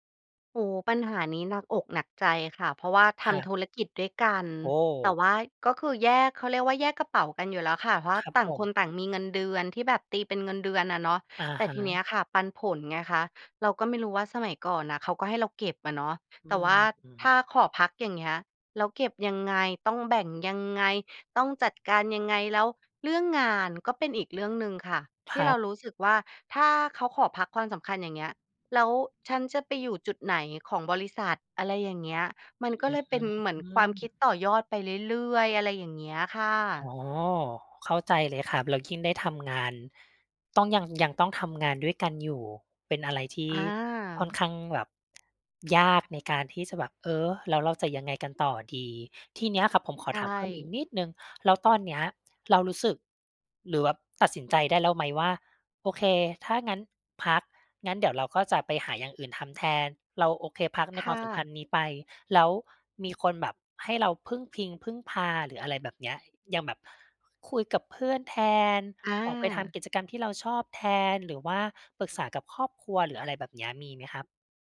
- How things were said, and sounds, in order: drawn out: "อื้อฮือ"
- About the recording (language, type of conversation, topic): Thai, advice, จะรับมืออย่างไรเมื่อคู่ชีวิตขอพักความสัมพันธ์และคุณไม่รู้จะทำอย่างไร